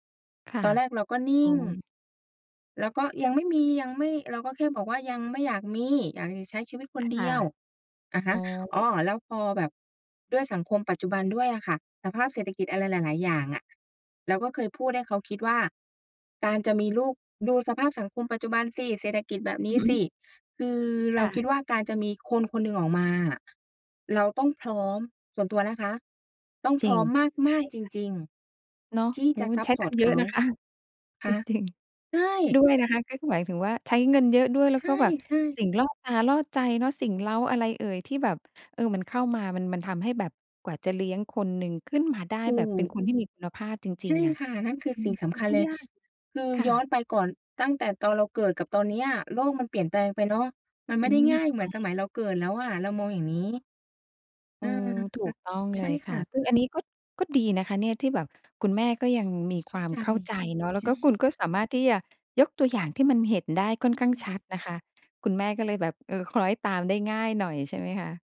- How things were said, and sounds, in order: none
- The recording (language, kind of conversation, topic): Thai, podcast, คุณรับมืออย่างไรเมื่อค่านิยมแบบเดิมไม่สอดคล้องกับโลกยุคใหม่?